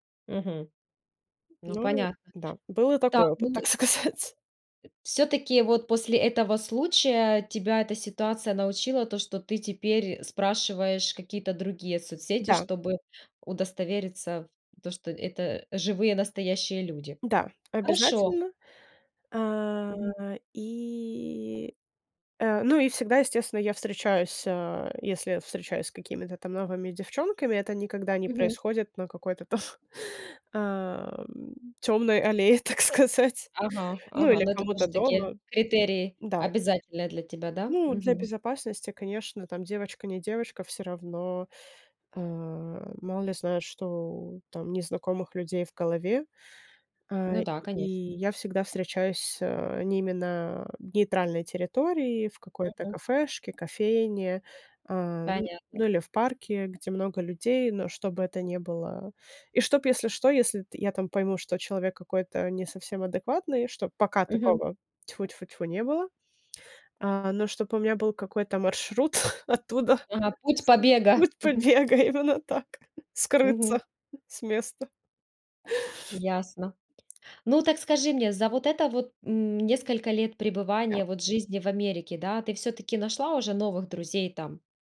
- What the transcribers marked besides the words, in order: other background noise; tapping; laughing while speaking: "так сказать"; laughing while speaking: "там"; laughing while speaking: "тёмной аллее, так сказать"; laughing while speaking: "маршрут оттуда, путь побега - именно так, скрыться с места"
- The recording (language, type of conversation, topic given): Russian, podcast, Как вы находите новых друзей в большом городе?